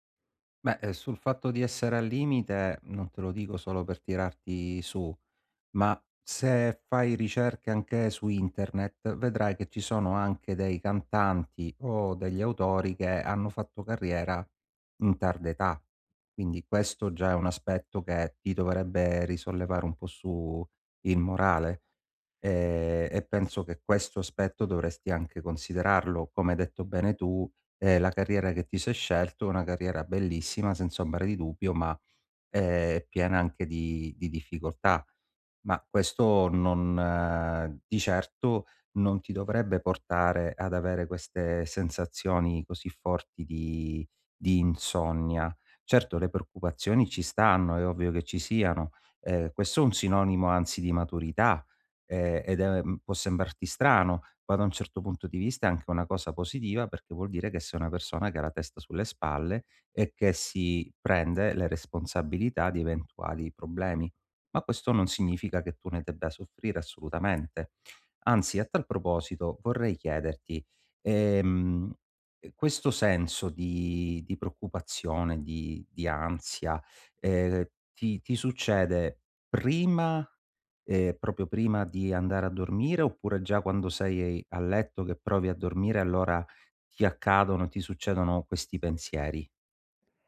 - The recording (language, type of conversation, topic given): Italian, advice, Come i pensieri ripetitivi e le preoccupazioni influenzano il tuo sonno?
- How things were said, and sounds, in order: "proprio" said as "propio"